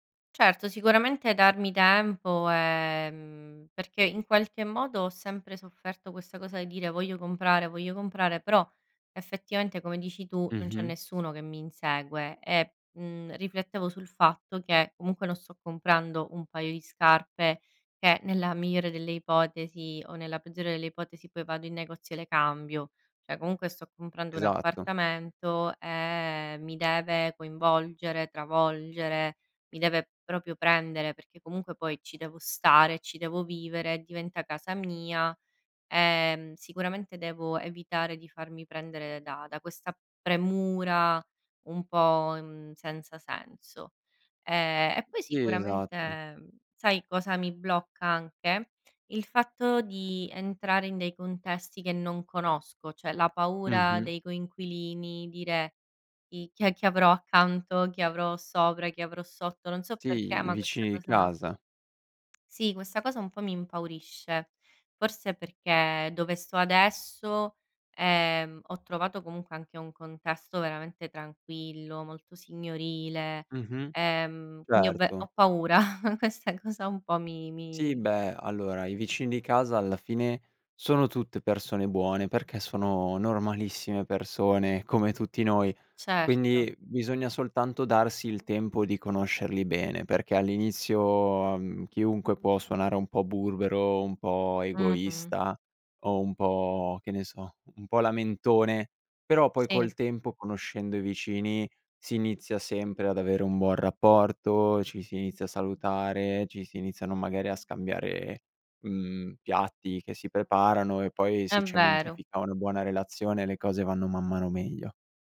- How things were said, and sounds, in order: "Cioè" said as "ceh"; tongue click; chuckle; laughing while speaking: "questa cosa un po'"
- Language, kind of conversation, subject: Italian, advice, Quali difficoltà stai incontrando nel trovare una casa adatta?